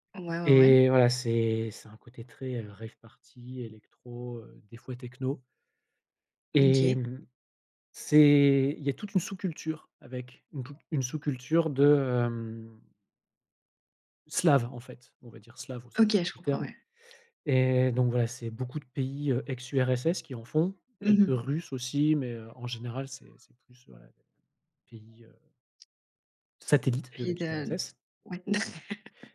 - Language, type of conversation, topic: French, podcast, Comment tes goûts ont-ils changé avec le temps ?
- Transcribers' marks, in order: tapping; chuckle